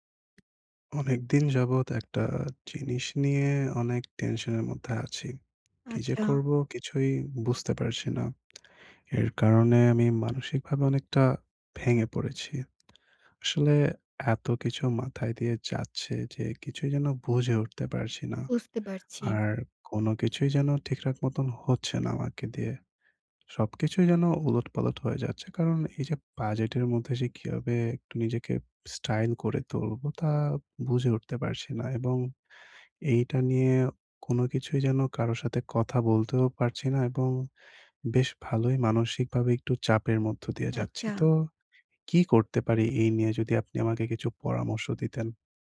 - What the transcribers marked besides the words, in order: tapping; lip smack
- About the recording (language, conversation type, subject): Bengali, advice, বাজেটের মধ্যে ভালো মানের পোশাক কোথায় এবং কীভাবে পাব?